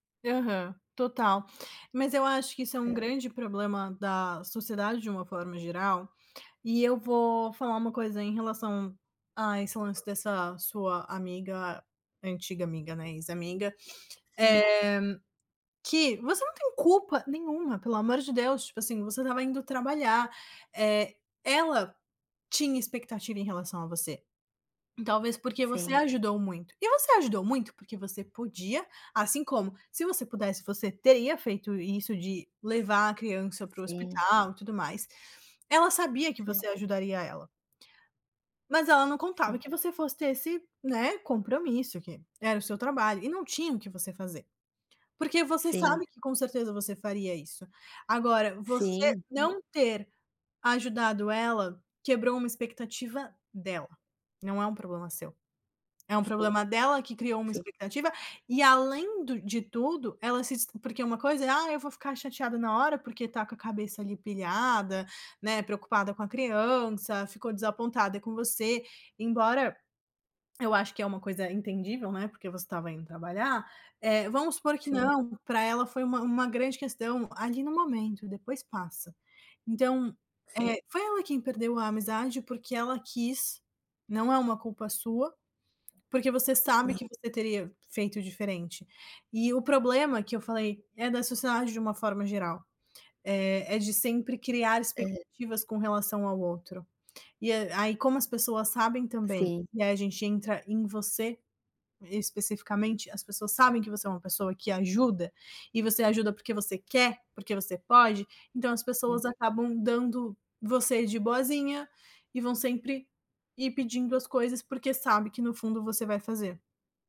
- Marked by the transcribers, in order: tapping; other background noise
- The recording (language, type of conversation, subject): Portuguese, advice, Como posso estabelecer limites sem magoar um amigo que está passando por dificuldades?